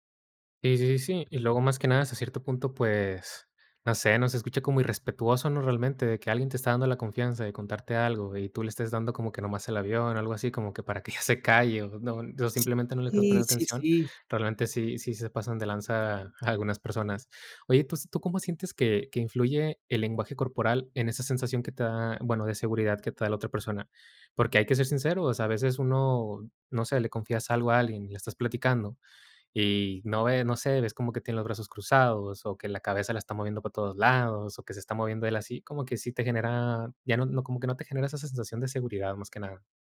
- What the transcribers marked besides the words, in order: laughing while speaking: "que ya se calle o, ¿no?"
- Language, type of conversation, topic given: Spanish, podcast, ¿Cómo ayuda la escucha activa a generar confianza?